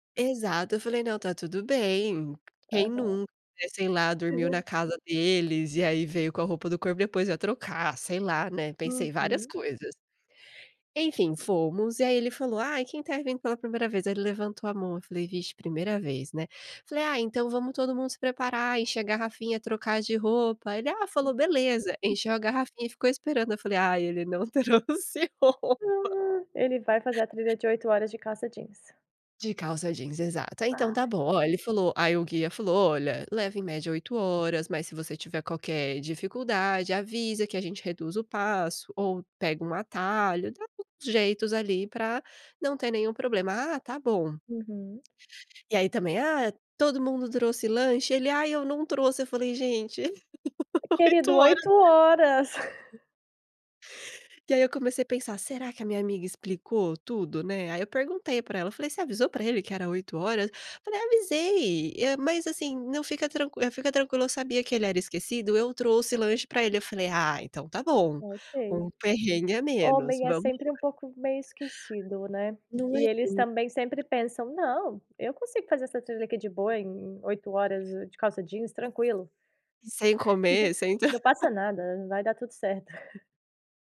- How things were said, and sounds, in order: giggle; other background noise; gasp; laughing while speaking: "trouxe roupa"; laugh; laughing while speaking: "oito horas"; chuckle; unintelligible speech; tapping; giggle; laugh; chuckle
- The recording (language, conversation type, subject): Portuguese, podcast, Qual é a história de perrengue na trilha que você sempre conta?